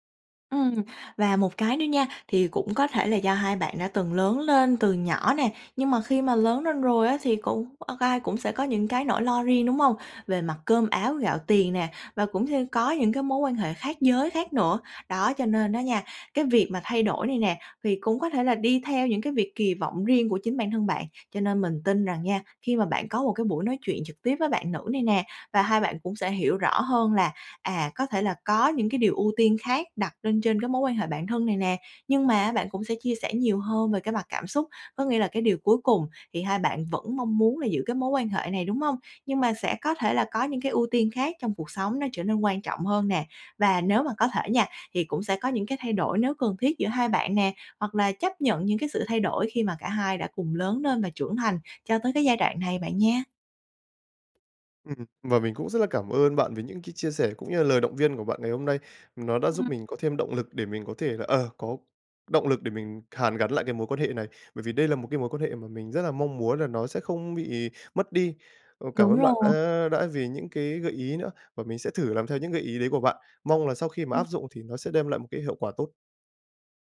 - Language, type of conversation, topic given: Vietnamese, advice, Vì sao tôi cảm thấy bị bỏ rơi khi bạn thân dần xa lánh?
- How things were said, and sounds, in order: tapping